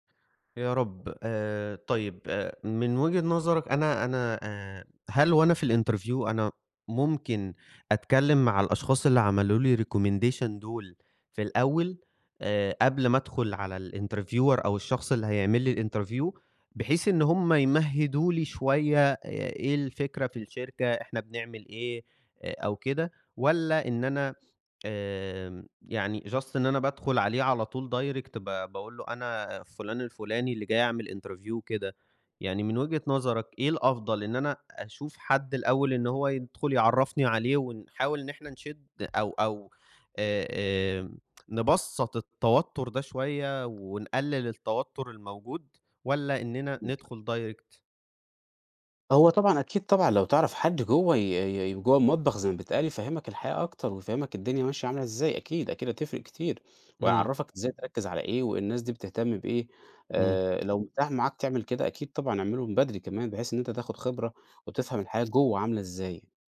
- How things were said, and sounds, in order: in English: "الinterview"; in English: "recommendation"; in English: "الinterviewer"; in English: "الinterview"; in English: "just"; in English: "direct"; in English: "interview"; other background noise; tsk; unintelligible speech; tapping; in English: "direct؟"
- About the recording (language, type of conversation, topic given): Arabic, advice, ازاي أتفاوض على عرض شغل جديد؟